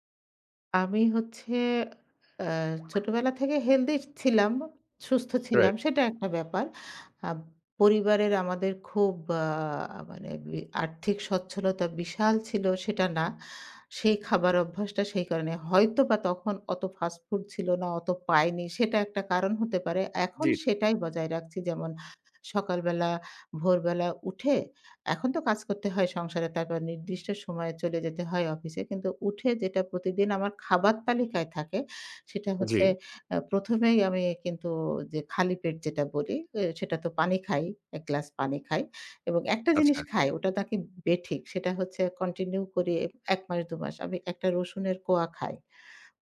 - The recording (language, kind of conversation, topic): Bengali, podcast, জিমে না গিয়ে কীভাবে ফিট থাকা যায়?
- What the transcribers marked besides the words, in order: alarm; horn; "তারপর" said as "তাইপর"; "নাকি" said as "তাকি"